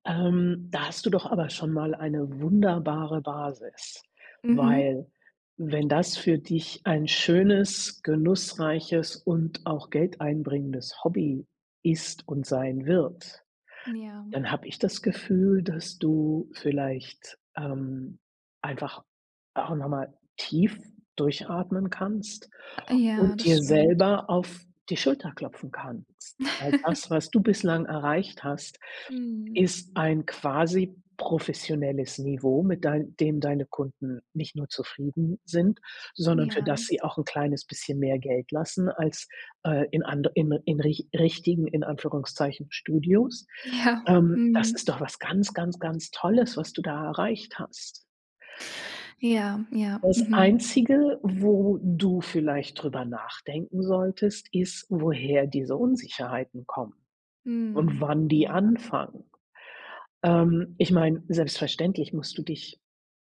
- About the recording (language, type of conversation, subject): German, advice, Wie blockiert der Vergleich mit anderen deine kreative Arbeit?
- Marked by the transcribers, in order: giggle